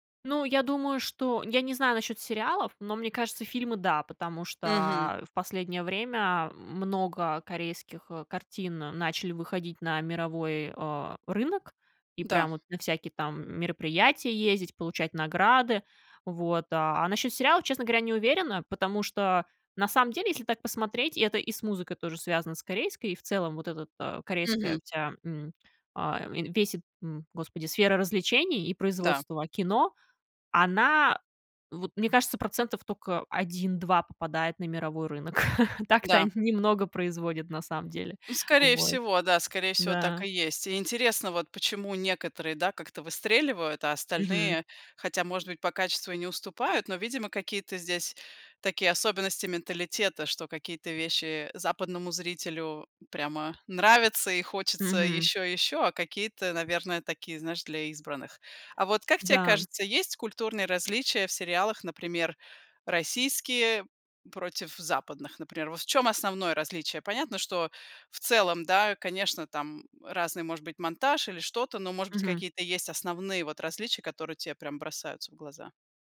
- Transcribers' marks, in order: other background noise; laugh
- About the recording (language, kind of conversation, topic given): Russian, podcast, Почему, по-твоему, сериалы так затягивают?